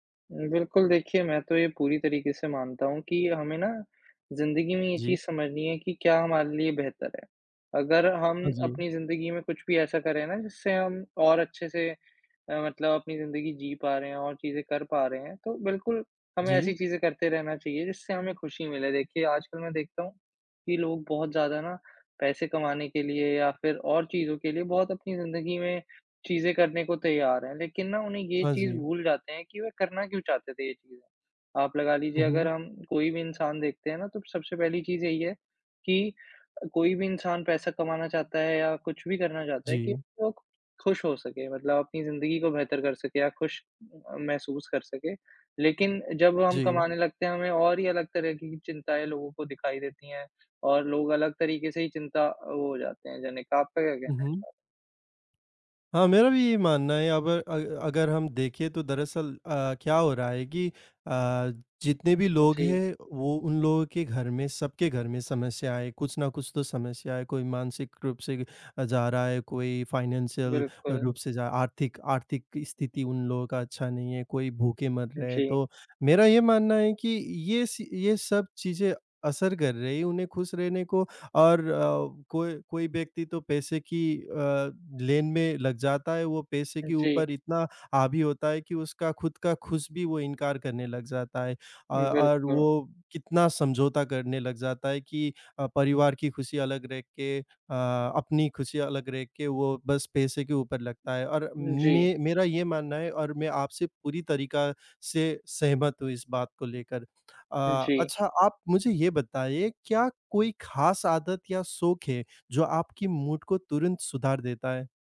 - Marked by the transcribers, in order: other background noise; in English: "फाइनेंशियल"; in English: "मूड"
- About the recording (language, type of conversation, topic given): Hindi, unstructured, खुशी पाने के लिए आप क्या करते हैं?